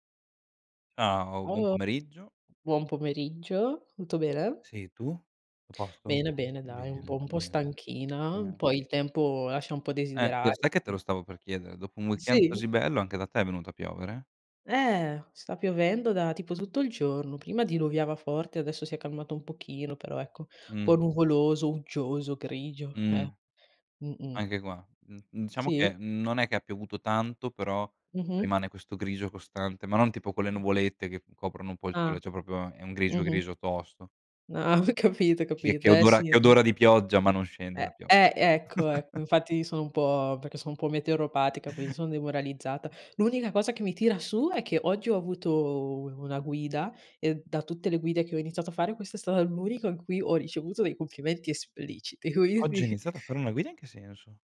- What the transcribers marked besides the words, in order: "Tutto" said as "to"; "proprio" said as "propio"; laughing while speaking: "ho capito"; chuckle; tapping; laughing while speaking: "quindi"
- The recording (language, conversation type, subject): Italian, unstructured, Come ti piace passare il tempo con i tuoi amici?